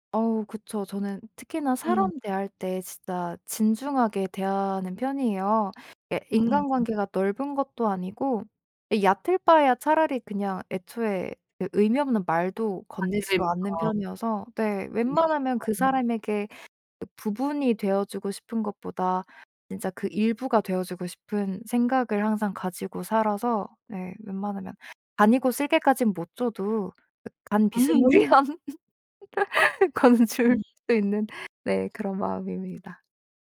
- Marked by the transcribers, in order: background speech; other background noise; laugh; laughing while speaking: "비스무리한 거는 줄"; laugh
- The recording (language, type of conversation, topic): Korean, podcast, 힘들 때 가장 위로가 됐던 말은 무엇이었나요?